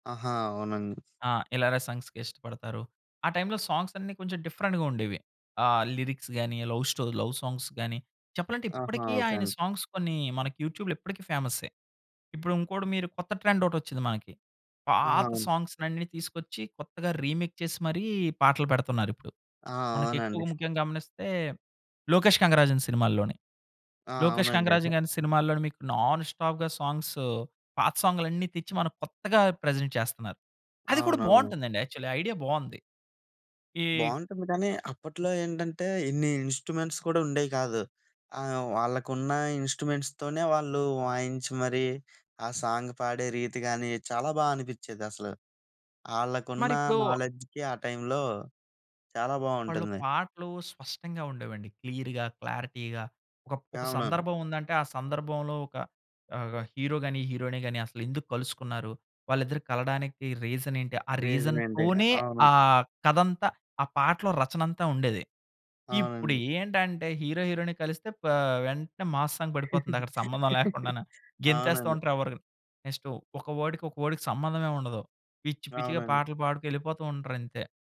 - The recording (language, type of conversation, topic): Telugu, podcast, మీ కుటుంబ సంగీత అభిరుచి మీపై ఎలా ప్రభావం చూపింది?
- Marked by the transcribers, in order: in English: "సాంగ్స్‌కి"; in English: "సాంగ్స్"; in English: "డిఫరెంట్‌గా"; in English: "లిరిక్స్"; in English: "లవ్ సాంగ్స్"; in English: "సాంగ్స్"; in English: "యూట్యూబ్‌లో"; in English: "ట్రెండ్"; in English: "సాంగ్స్"; in English: "రీమేక్"; in English: "నాన్ స్టాప్‌గా సాంగ్స్"; in English: "సాంగ్స్"; in English: "ప్రజెంట్"; in English: "యాక్చువల్లి!"; other background noise; in English: "ఇన్‌స్ట్రుమెంట్స్"; in English: "ఇన్‌స్ట్రుమెంట్స్‌తోనే"; in English: "సాంగ్"; in English: "నాలెడ్జ్‌కి"; in English: "క్లియర్‌గా, క్లారిటీగా"; in English: "హీరో"; in English: "హీరోయిన్"; in English: "రీజన్"; in English: "రీజన్"; in English: "రీజన్‌తోనే"; in English: "హీరో హీరోయిన్‌ని"; in English: "మాస్ సాంగ్"; laugh; in English: "నెక్స్ట్"; in English: "వర్డ్‌కి"; in English: "వర్డ్‌కి"